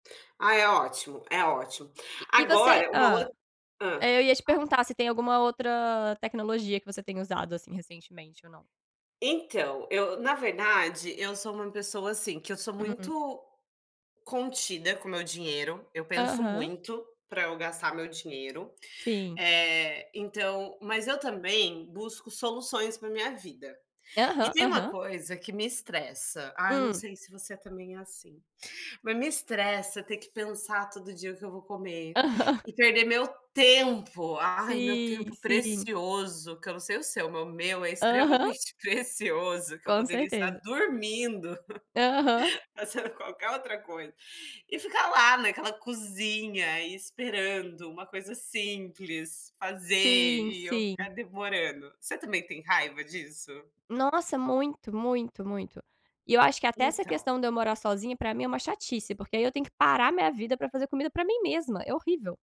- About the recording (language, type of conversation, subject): Portuguese, unstructured, Como a tecnologia mudou sua rotina diária?
- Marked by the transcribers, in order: other background noise; tapping; chuckle